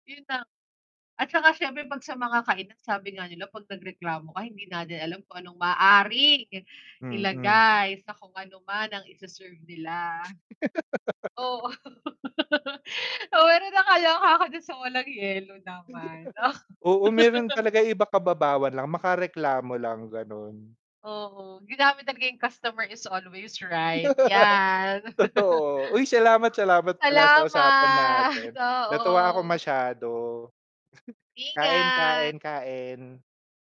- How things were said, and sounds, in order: distorted speech; stressed: "maaaring ilagay"; laugh; laugh; chuckle; laugh; in English: "customer is always right"; laugh; tapping; laugh; scoff
- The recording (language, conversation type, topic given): Filipino, unstructured, Bakit may mga taong mahilig magreklamo araw-araw?